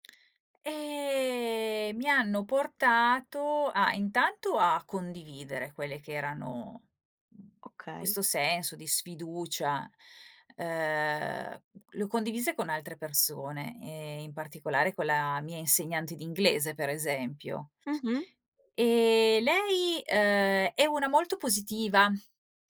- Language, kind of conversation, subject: Italian, podcast, Come si può reimparare senza perdere fiducia in sé stessi?
- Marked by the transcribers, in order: drawn out: "E"; other background noise; drawn out: "E"